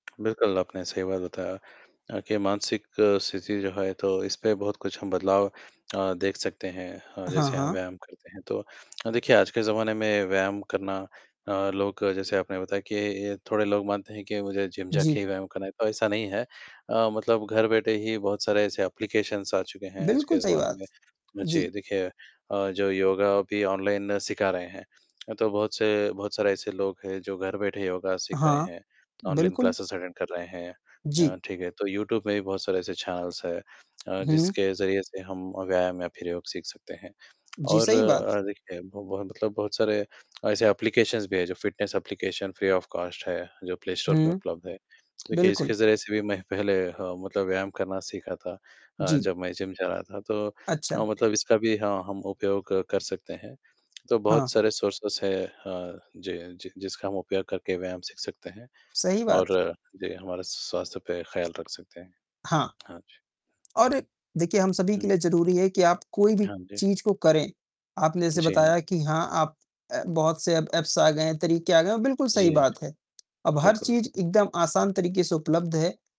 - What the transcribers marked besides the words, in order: tapping; distorted speech; in English: "एप्लिकेशन्स"; in English: "क्लासेस अटेन्ड"; in English: "चैनलस"; in English: "एप्लिकेशन्स"; in English: "फिटनेस"; in English: "फ्री ऑफ कॉस्ट"; in English: "सोरसिज़"; in English: "एप्स"
- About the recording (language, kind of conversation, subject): Hindi, unstructured, व्यायाम करने से आपका मूड कैसे बदलता है?